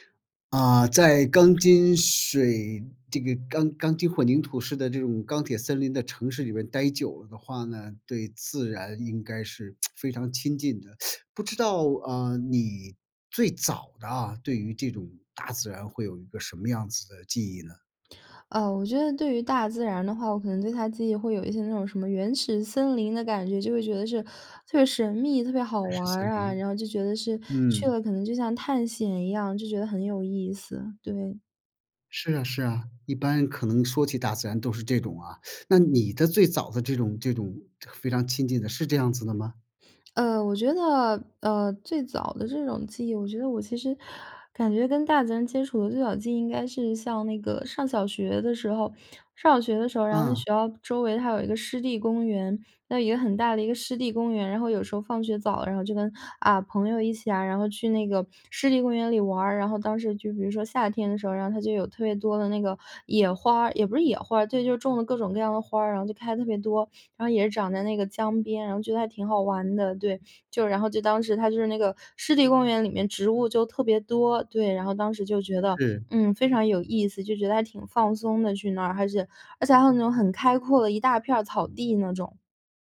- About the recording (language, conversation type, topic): Chinese, podcast, 你最早一次亲近大自然的记忆是什么？
- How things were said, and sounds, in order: lip smack; teeth sucking; teeth sucking; lip smack